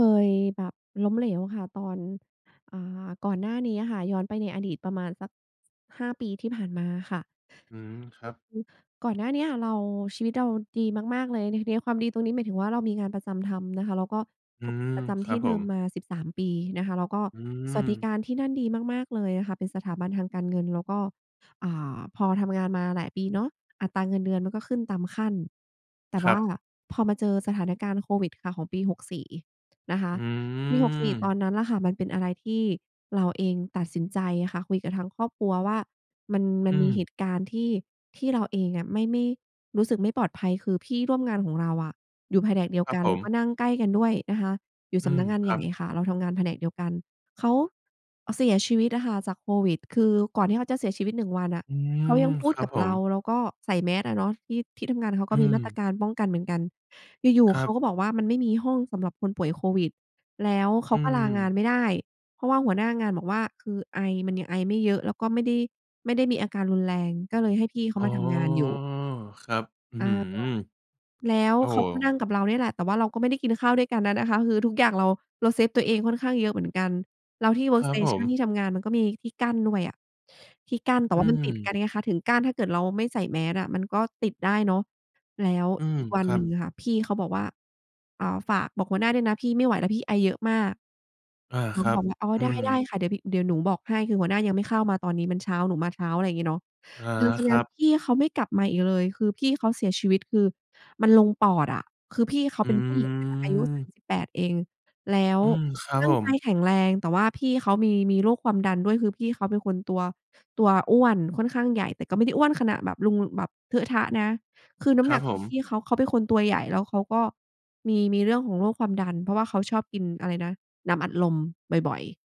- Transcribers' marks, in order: unintelligible speech; other background noise; in English: "Workstation"
- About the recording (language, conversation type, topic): Thai, advice, ความล้มเหลวในอดีตทำให้คุณกลัวการตั้งเป้าหมายใหม่อย่างไร?